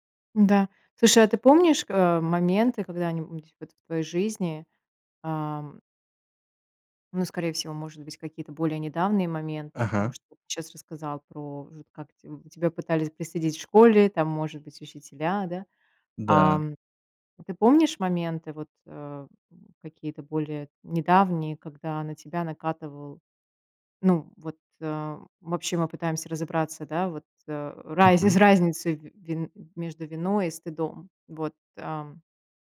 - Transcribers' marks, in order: other background noise
- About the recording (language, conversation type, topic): Russian, podcast, Как ты справляешься с чувством вины или стыда?